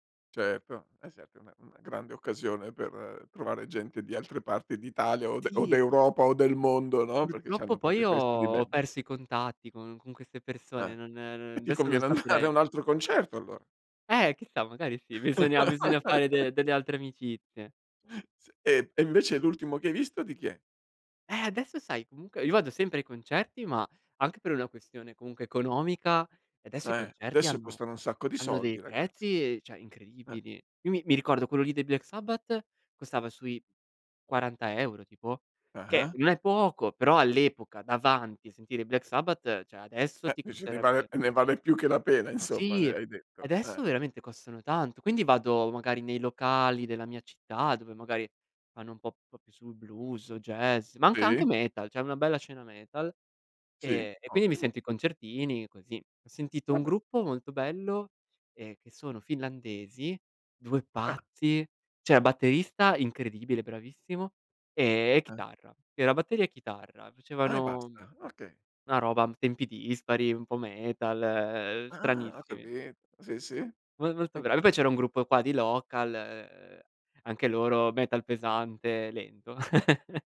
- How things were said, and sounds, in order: "proprio" said as "propio"; "adesso" said as "desso"; laughing while speaking: "andare"; laughing while speaking: "bisogna"; laugh; "cioè" said as "ceh"; "cioè" said as "ceh"; stressed: "pazzi"; in English: "local"; laugh
- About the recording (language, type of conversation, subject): Italian, podcast, Ti va di raccontarmi di un concerto che ti ha cambiato?